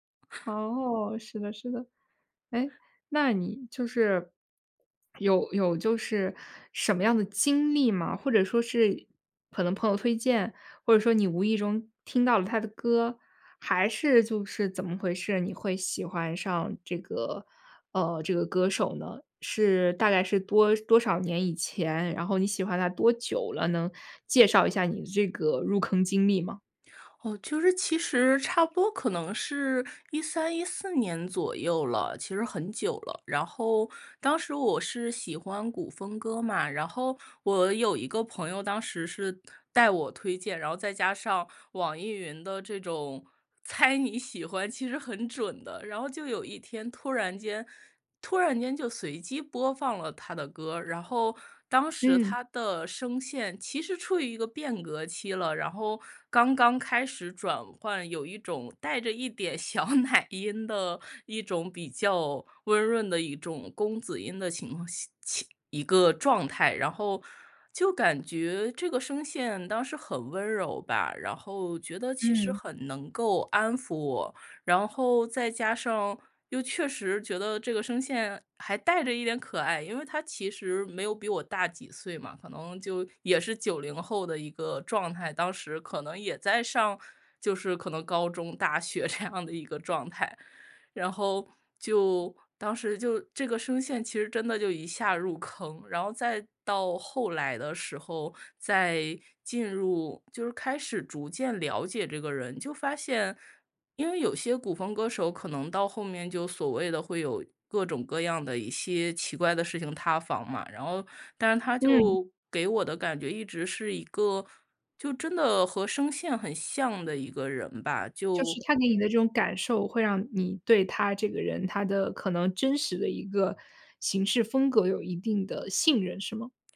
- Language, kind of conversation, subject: Chinese, podcast, 你能和我们分享一下你的追星经历吗？
- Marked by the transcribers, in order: laughing while speaking: "小奶音"; laughing while speaking: "这样的"